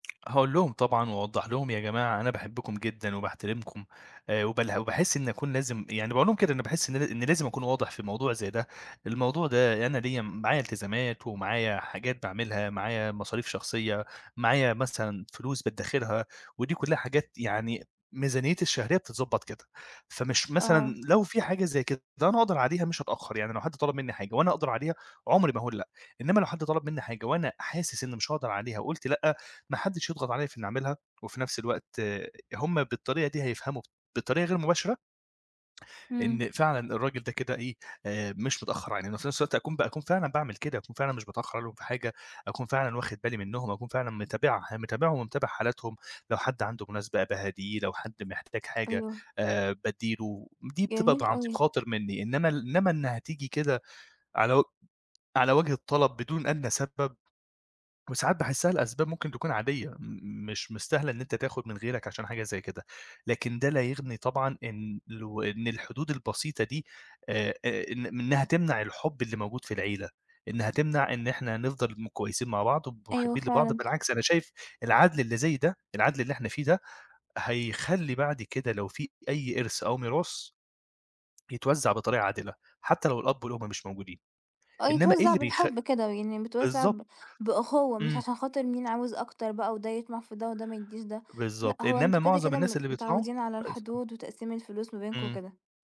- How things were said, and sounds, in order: tapping
- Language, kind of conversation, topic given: Arabic, podcast, إزاي تحط حدود مالية مع أهلك من غير ما تحصل مشاكل؟